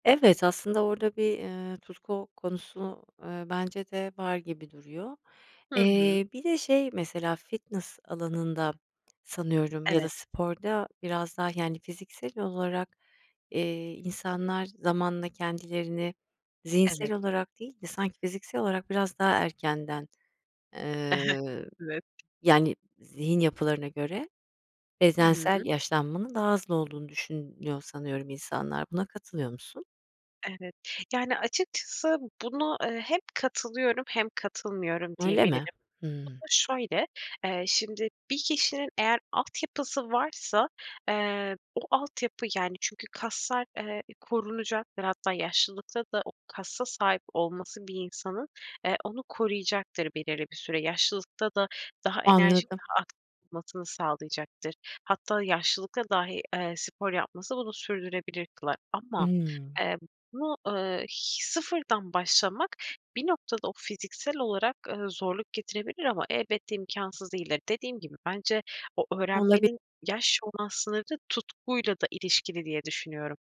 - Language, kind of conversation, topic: Turkish, podcast, Öğrenmenin yaşla bir sınırı var mı?
- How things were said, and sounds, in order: chuckle; tapping